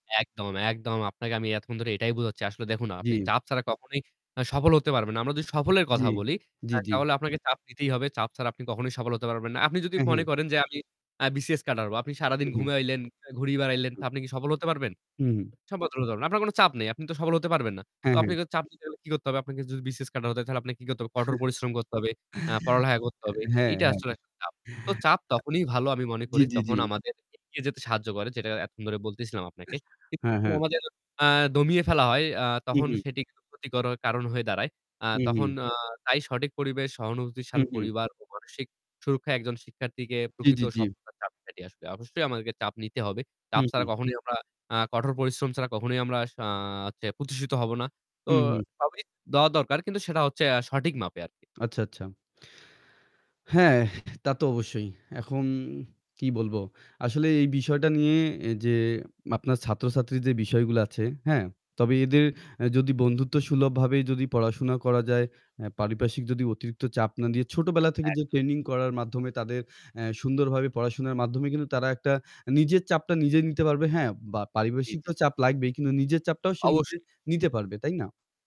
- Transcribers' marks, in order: static; distorted speech; "ঘুরে" said as "ঘুরি"; unintelligible speech; chuckle; laughing while speaking: "হ্যাঁ, হ্যাঁ"; other background noise; "সহানুভূতিশীল" said as "সহানুভূতিশাল"; "প্রতিষ্ঠিত" said as "প্রতিশিত"
- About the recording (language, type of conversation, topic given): Bengali, unstructured, ছাত্রছাত্রীদের ওপর অতিরিক্ত চাপ দেওয়া কতটা ঠিক?